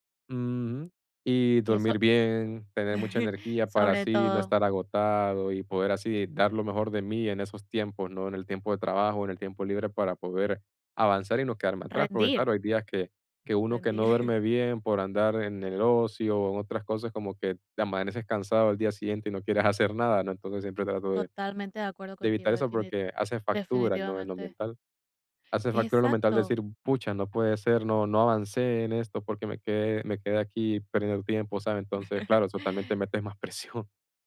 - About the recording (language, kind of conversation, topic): Spanish, podcast, ¿Cómo defines el éxito en tu vida?
- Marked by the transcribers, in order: chuckle; chuckle; chuckle